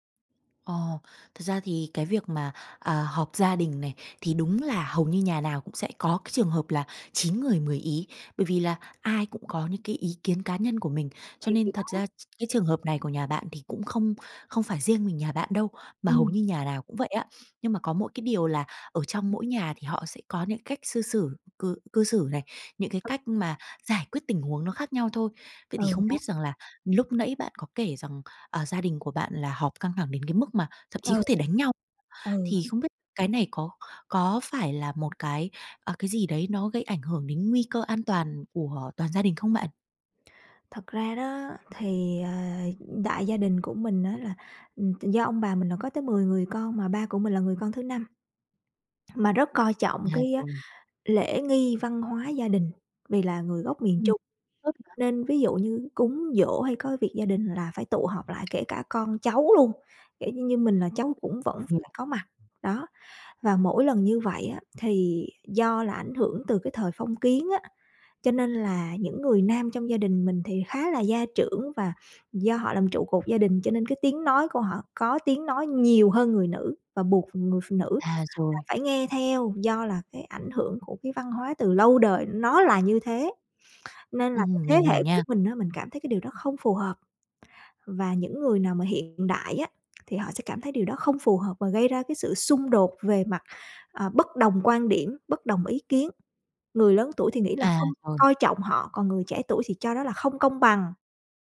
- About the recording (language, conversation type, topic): Vietnamese, advice, Xung đột gia đình khiến bạn căng thẳng kéo dài như thế nào?
- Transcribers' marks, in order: tapping; other background noise